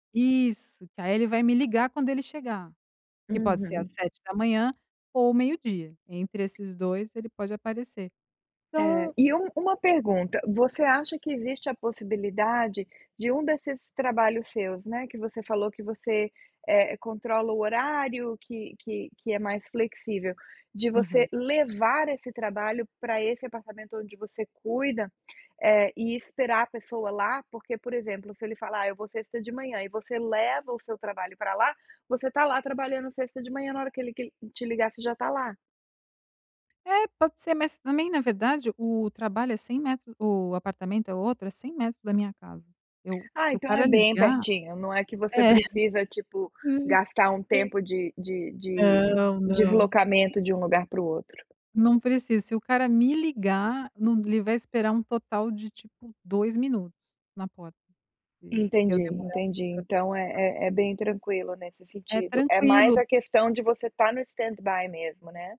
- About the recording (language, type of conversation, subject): Portuguese, advice, Como descrever a exaustão crônica e a dificuldade de desconectar do trabalho?
- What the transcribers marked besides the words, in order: tapping; laughing while speaking: "É"; in English: "stand-by"